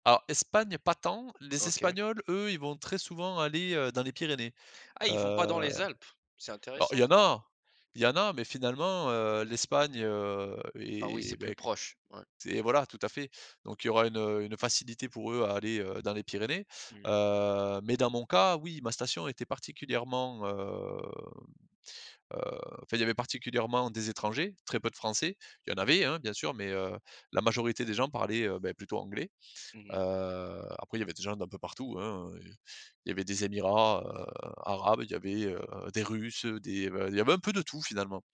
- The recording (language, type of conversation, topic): French, podcast, Quel souvenir d’enfance te revient tout le temps ?
- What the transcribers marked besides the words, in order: tapping; drawn out: "hem"